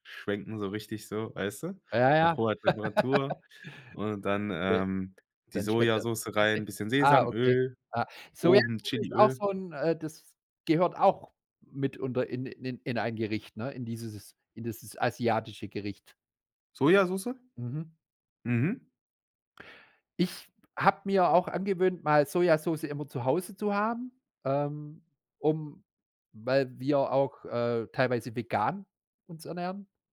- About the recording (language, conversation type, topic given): German, podcast, Welches Gericht würde deine Lebensgeschichte erzählen?
- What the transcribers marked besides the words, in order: laugh; other noise; giggle